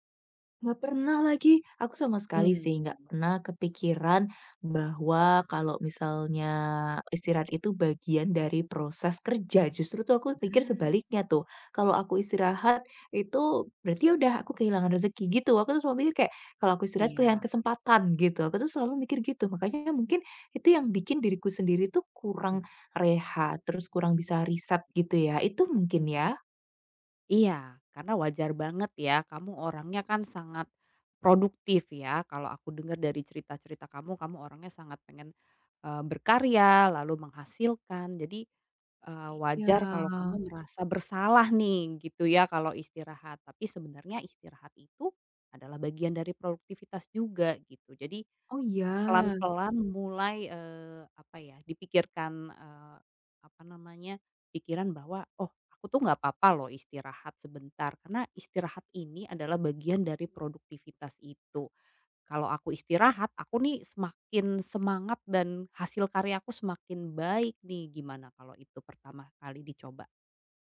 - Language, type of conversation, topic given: Indonesian, advice, Bagaimana cara menyeimbangkan tuntutan startup dengan kehidupan pribadi dan keluarga?
- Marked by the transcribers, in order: none